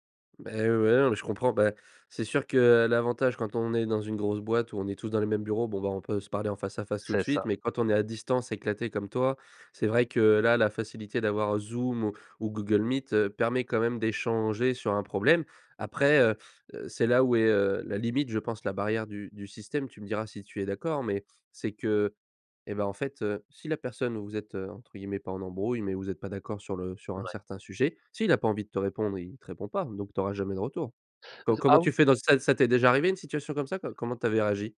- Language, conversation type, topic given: French, podcast, Tu préfères parler en face ou par message, et pourquoi ?
- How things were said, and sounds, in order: none